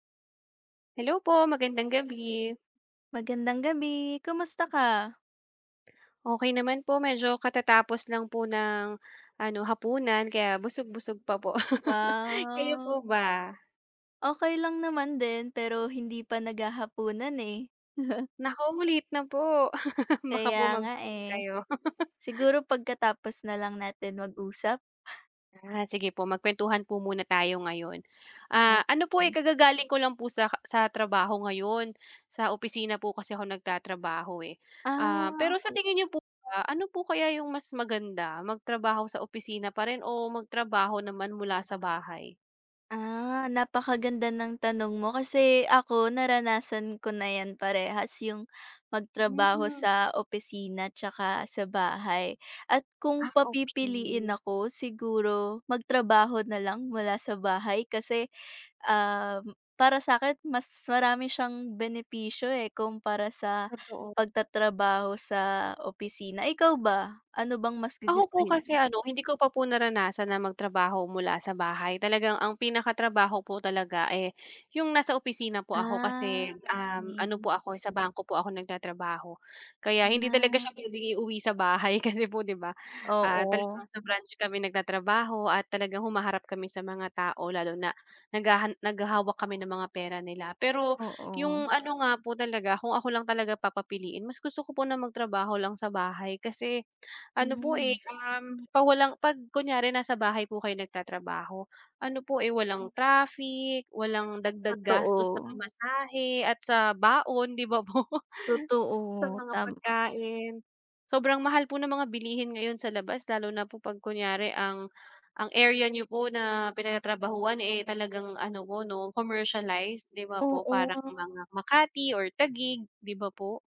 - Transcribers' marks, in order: other background noise; laugh; chuckle; laugh; laugh; unintelligible speech; background speech; laughing while speaking: "po?"
- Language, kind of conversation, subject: Filipino, unstructured, Mas gugustuhin mo bang magtrabaho sa opisina o mula sa bahay?